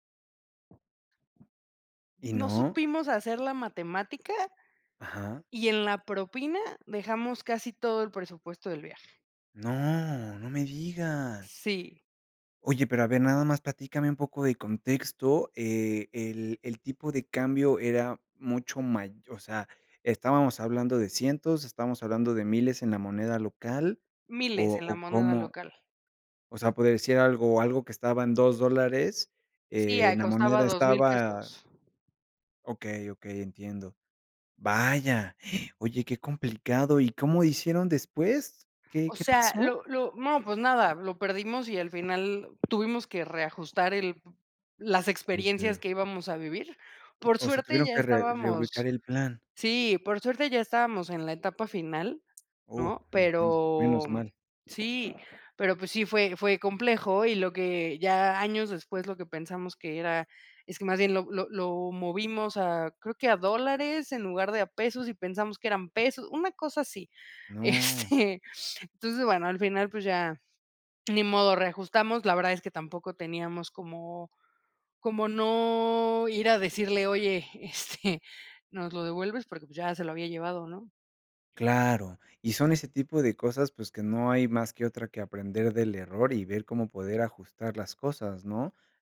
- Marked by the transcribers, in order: tapping; surprised: "¡No! no me digas"; inhale; drawn out: "Pero"; laughing while speaking: "este"; drawn out: "no"; laughing while speaking: "este"
- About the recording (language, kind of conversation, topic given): Spanish, podcast, ¿Qué error cometiste durante un viaje y qué aprendiste de esa experiencia?